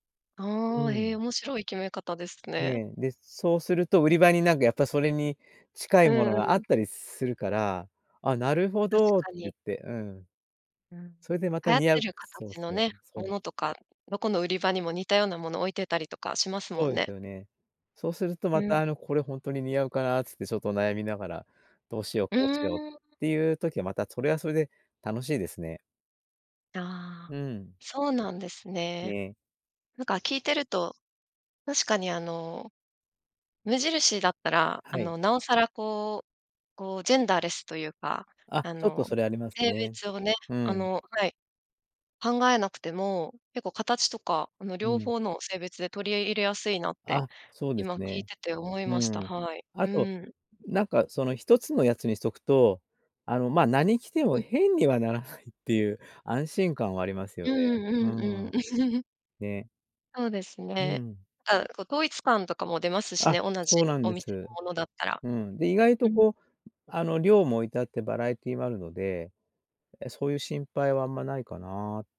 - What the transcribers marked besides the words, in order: other background noise; laughing while speaking: "ならないっていう"; chuckle
- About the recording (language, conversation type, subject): Japanese, podcast, 今の服の好みはどうやって決まった？